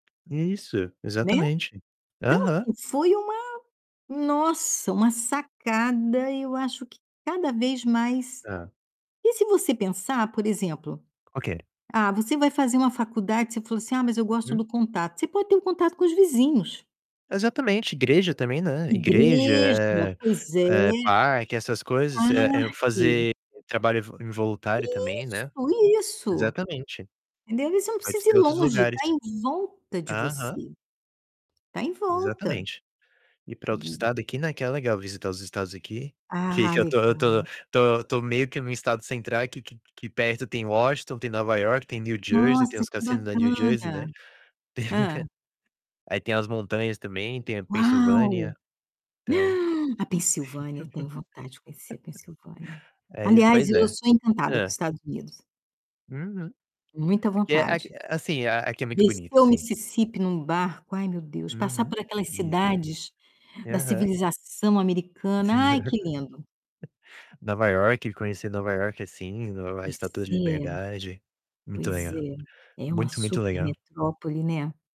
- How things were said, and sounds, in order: tapping; distorted speech; laugh; gasp; laugh; laugh
- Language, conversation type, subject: Portuguese, unstructured, O que mais te anima em relação ao futuro?